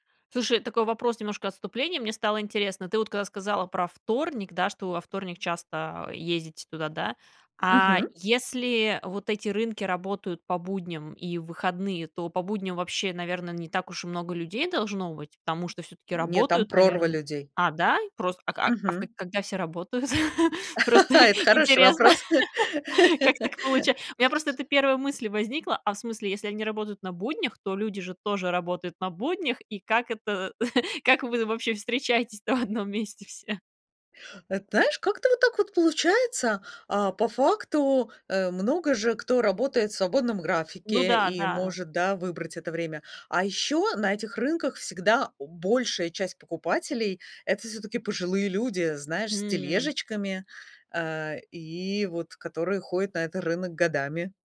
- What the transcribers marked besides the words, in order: tapping; laugh; chuckle; laughing while speaking: "Просто и интересно. Как так получа"; laugh; other background noise; chuckle; laughing while speaking: "в одном месте все?"
- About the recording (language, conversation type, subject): Russian, podcast, Пользуетесь ли вы фермерскими рынками и что вы в них цените?